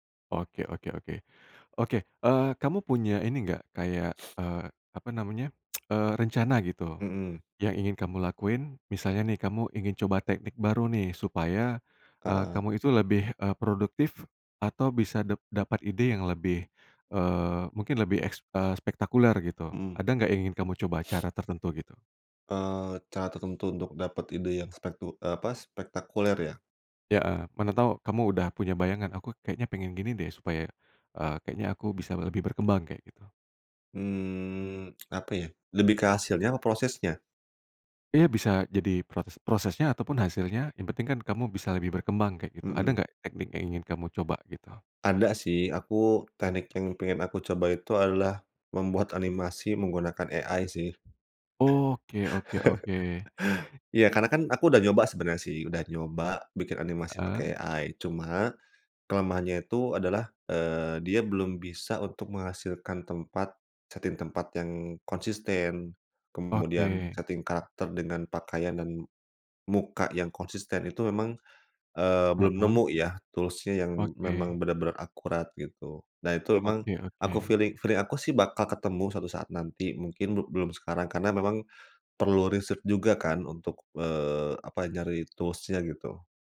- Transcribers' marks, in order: sniff; tsk; sniff; tsk; chuckle; in English: "setting"; in English: "setting"; in English: "tools-nya"; in English: "feeling"; in English: "tools-nya"
- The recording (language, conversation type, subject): Indonesian, podcast, Apa kebiasaan sehari-hari yang membantu kreativitas Anda?